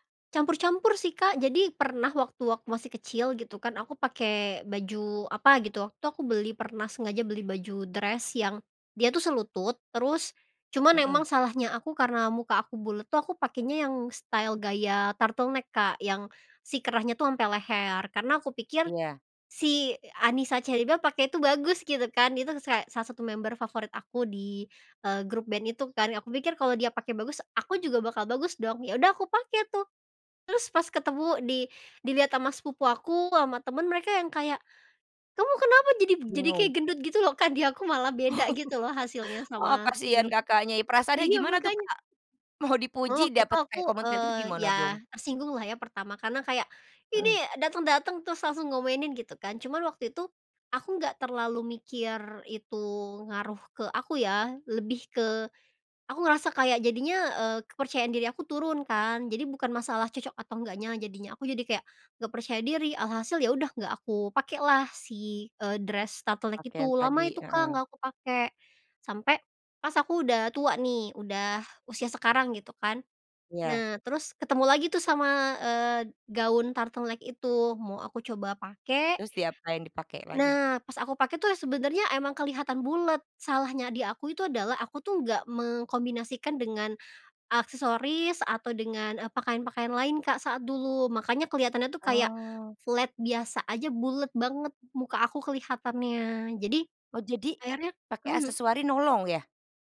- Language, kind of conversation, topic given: Indonesian, podcast, Apa tipsmu buat orang yang mau cari gaya sendiri?
- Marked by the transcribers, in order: in English: "dress"; in English: "style"; in English: "turtleneck"; in English: "member"; laughing while speaking: "Oh"; laughing while speaking: "iya"; laughing while speaking: "Mau"; in English: "dress turtleneck"; in English: "turtleneck"; in English: "flat"; "aksesoris" said as "aksesoari"